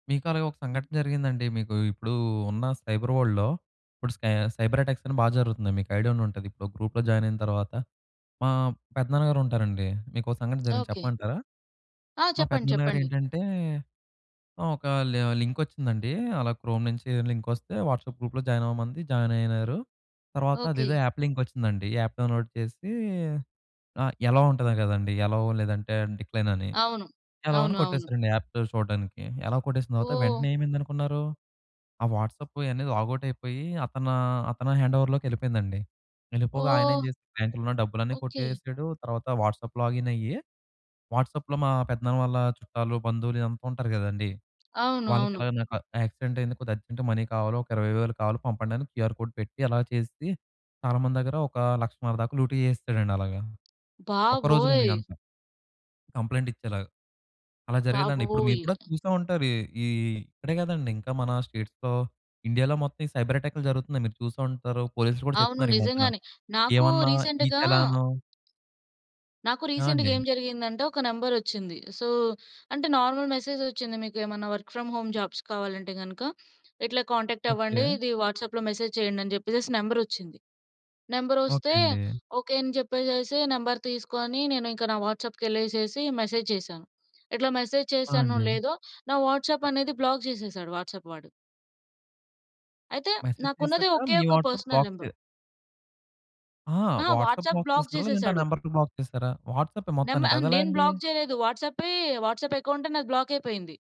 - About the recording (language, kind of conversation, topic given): Telugu, podcast, వాట్సాప్ గ్రూప్‌ల్లో మీరు సాధారణంగా ఏమి పంచుకుంటారు, ఏ సందర్భాల్లో మౌనంగా ఉండటం మంచిదని అనుకుంటారు?
- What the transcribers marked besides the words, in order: other noise; in English: "సైబర్ వర్ల్డ్‌లో"; in English: "అటాక్స్"; tapping; in English: "క్రోమ్"; in English: "వాట్సాప్"; in English: "యాప్"; in English: "యాప్ డౌన్‌లోడ్"; in English: "ఎ‌లవ్"; in English: "ఎ‌లవ్"; in English: "డిక్లైన్"; in English: "ఎ‌లవ్"; in English: "యాప్"; in English: "ఎ‌లవ్"; in English: "లాగౌట్"; in English: "హ్యాండోవర్"; in English: "వాట్సాప్ లాగిన్"; in English: "అర్జెంట్‌గా మనీ"; in English: "క్యూఆర్ కోడ్"; in English: "కంప్లెయింట్"; in English: "స్టేట్స్‌లో, ఇండియాలో"; in English: "సైబర్"; in English: "రీసెంట్‌గా"; in English: "రీసెంట్‌గా"; in English: "సో"; in English: "నార్మల్ మెసేజ్"; in English: "వర్క్ ఫ్రమ్ హోమ్ జాబ్స్"; in English: "కాంటాక్ట్"; in English: "మెసేజ్"; in English: "వాట్సాప్"; in English: "బ్లాక్"; in English: "వాట్సాప్"; in English: "మెసేజ్"; in English: "వాట్సాప్ బ్లాక్"; in English: "పర్సనల్ నంబర్"; in English: "వాట్సాప్ బ్లాక్"; in English: "వాట్సాప్ బ్లాక్"; in English: "బ్లాక్"; in English: "బ్లాక్"